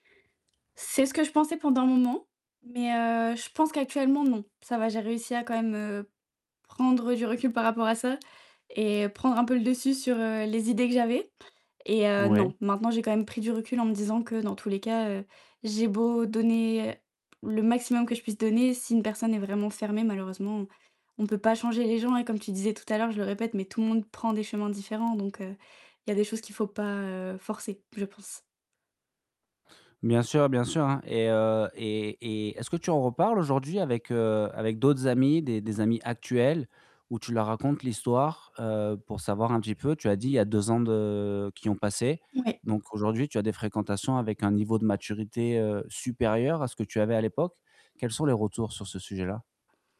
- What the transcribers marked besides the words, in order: distorted speech; static; background speech; tapping
- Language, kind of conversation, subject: French, advice, Comment puis-je rebondir après un rejet et retrouver rapidement confiance en moi ?